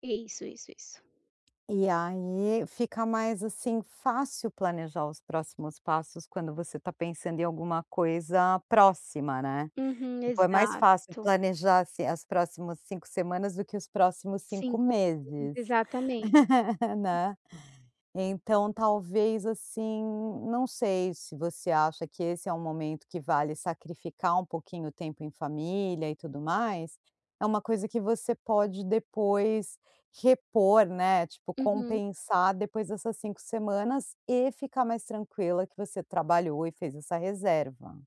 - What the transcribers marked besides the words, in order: laugh
- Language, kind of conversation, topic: Portuguese, advice, Como posso simplificar minha vida e priorizar momentos e memórias?